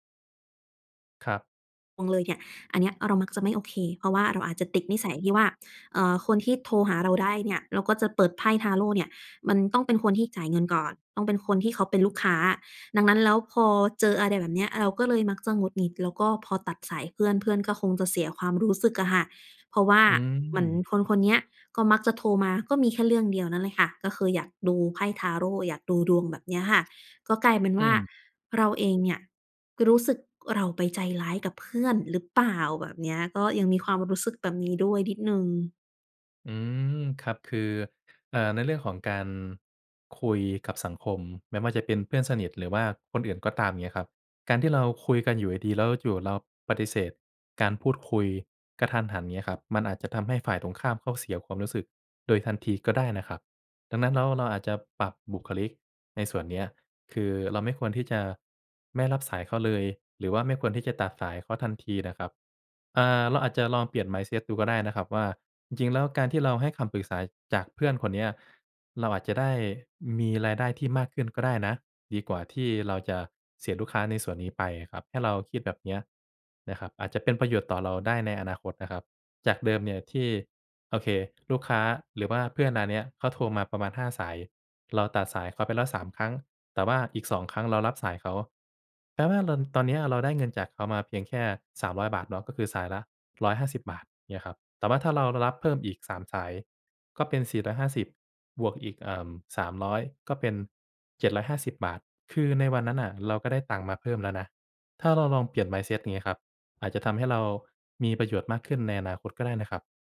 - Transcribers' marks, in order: unintelligible speech; tapping; other background noise
- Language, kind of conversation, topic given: Thai, advice, ควรตั้งขอบเขตกับเพื่อนที่ขอความช่วยเหลือมากเกินไปอย่างไร?
- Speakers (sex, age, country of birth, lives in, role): female, 25-29, Thailand, Thailand, user; male, 25-29, Thailand, Thailand, advisor